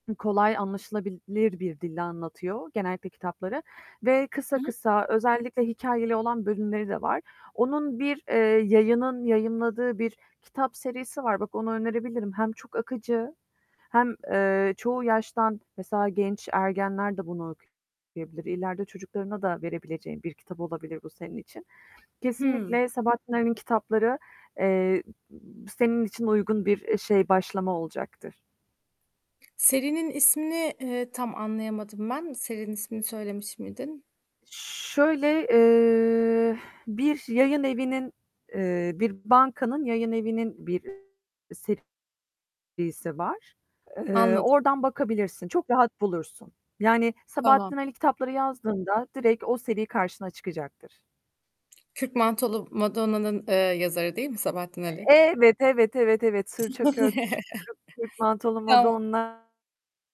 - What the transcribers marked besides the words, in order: other background noise; distorted speech; giggle
- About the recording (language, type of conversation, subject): Turkish, advice, Günlük okuma alışkanlığı kazanmaya çalıştığınızı anlatabilir misiniz?